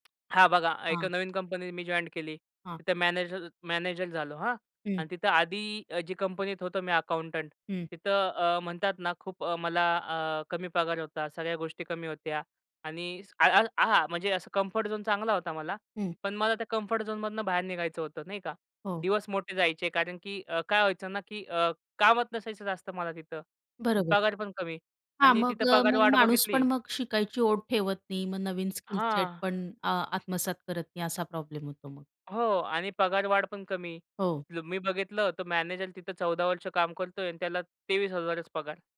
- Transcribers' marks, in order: other background noise; in English: "कम्फर्ट झोन"; in English: "कम्फर्ट झोनमधनं"; tapping
- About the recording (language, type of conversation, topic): Marathi, podcast, नोकरी बदलल्यानंतर तुमची ओळख बदलते का?